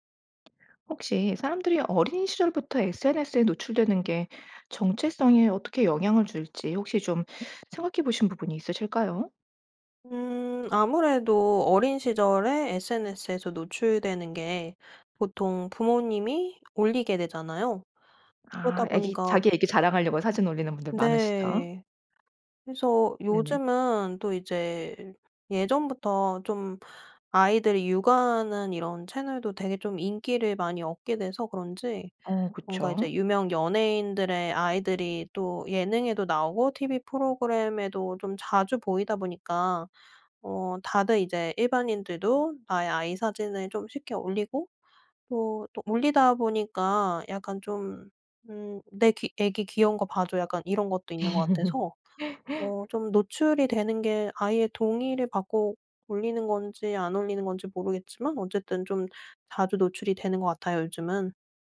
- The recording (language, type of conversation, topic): Korean, podcast, 어린 시절부터 SNS에 노출되는 것이 정체성 형성에 영향을 줄까요?
- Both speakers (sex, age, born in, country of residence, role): female, 30-34, South Korea, Sweden, guest; female, 40-44, United States, Sweden, host
- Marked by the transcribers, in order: other background noise; laugh